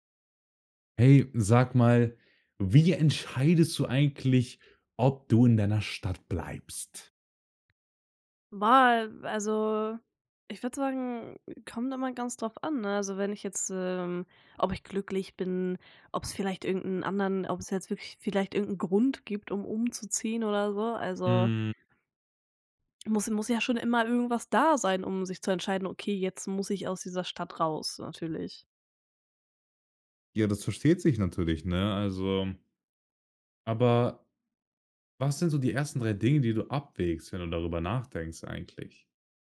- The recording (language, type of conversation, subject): German, podcast, Wie entscheidest du, ob du in deiner Stadt bleiben willst?
- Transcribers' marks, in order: other background noise; stressed: "da"